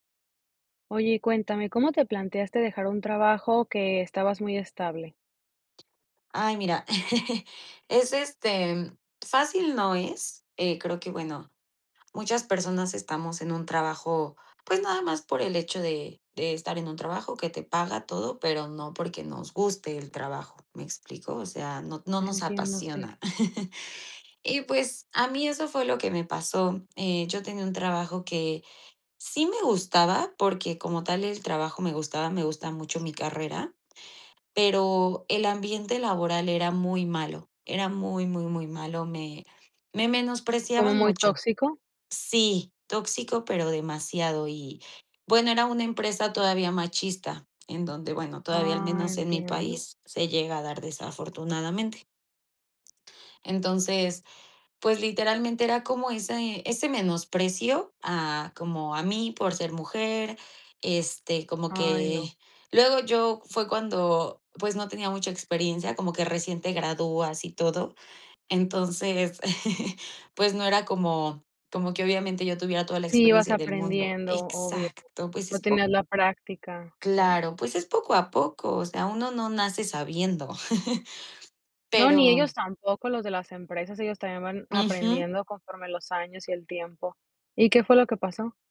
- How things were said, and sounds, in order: chuckle; chuckle; chuckle; chuckle
- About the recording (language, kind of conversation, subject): Spanish, podcast, ¿Cómo decidiste dejar un trabajo estable?